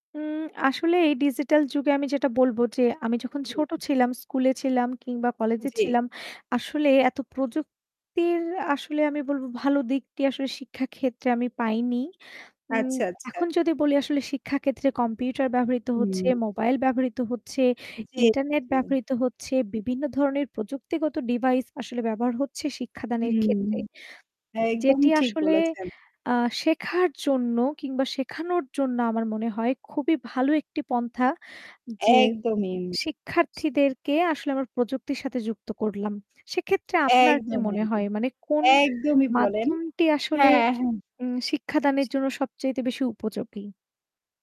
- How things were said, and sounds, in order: static; other background noise; other noise
- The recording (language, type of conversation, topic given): Bengali, unstructured, শিক্ষা কেন আমাদের জীবনে এত গুরুত্বপূর্ণ?